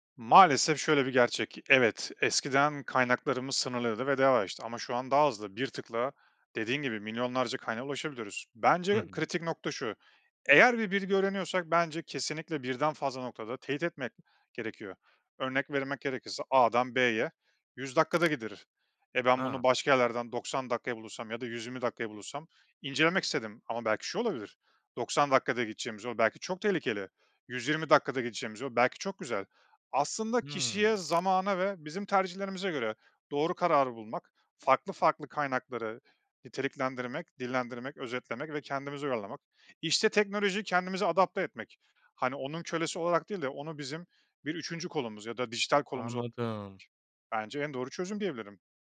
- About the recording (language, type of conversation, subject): Turkish, podcast, Teknoloji öğrenme biçimimizi nasıl değiştirdi?
- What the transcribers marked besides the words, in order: tapping; other background noise